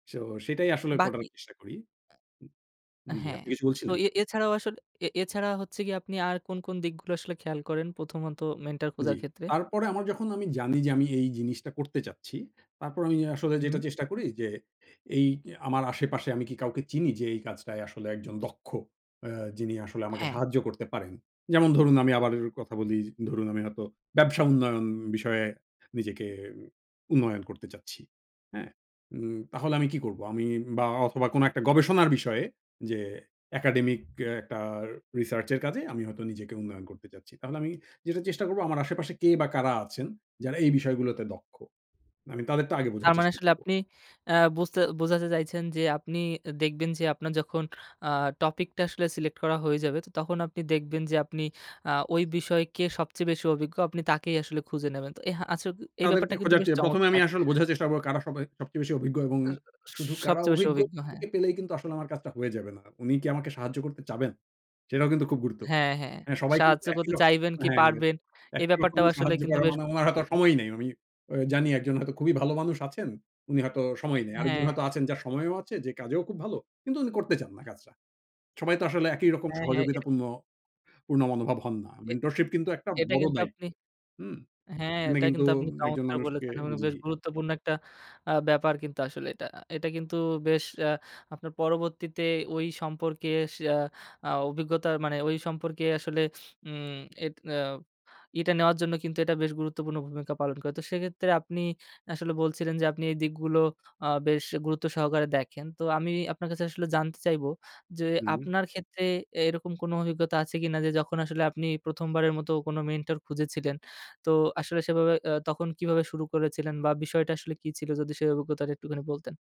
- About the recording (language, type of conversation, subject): Bengali, podcast, আপনার অভিজ্ঞতা অনুযায়ী কীভাবে একজন মেন্টর খুঁজে নেবেন?
- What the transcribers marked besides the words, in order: "করার" said as "কটার"; other background noise; stressed: "ব্যবসা"; stressed: "গবেষণার"; stressed: "উনার হয়তো সময় নেই"